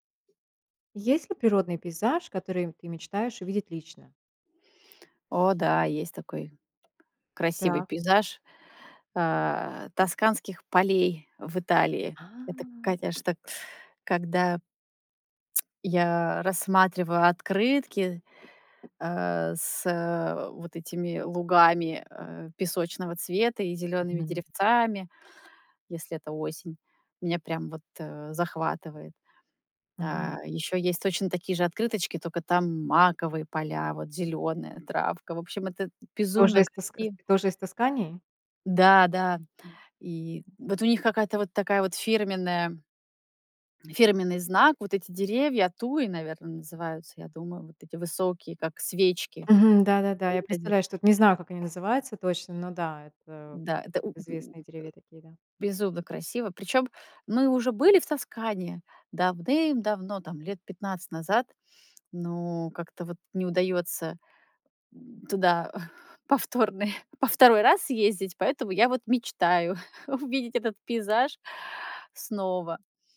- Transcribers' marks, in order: tapping; tsk; other background noise; laughing while speaking: "повторный во второй раз съездить"; chuckle
- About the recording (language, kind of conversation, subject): Russian, podcast, Есть ли природный пейзаж, который ты мечтаешь увидеть лично?